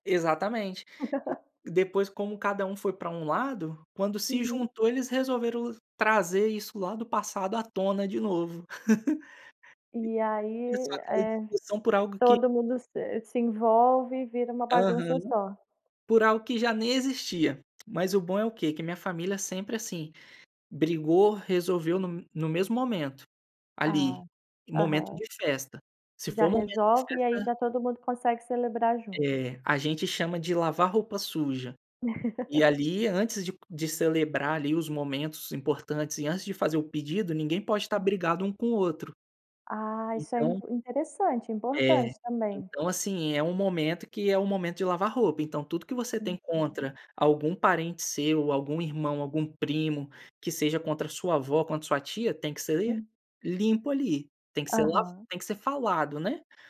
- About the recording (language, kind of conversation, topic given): Portuguese, podcast, Como sua família celebra os feriados e por que isso importa?
- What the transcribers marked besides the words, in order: laugh; laugh; unintelligible speech; tapping; laugh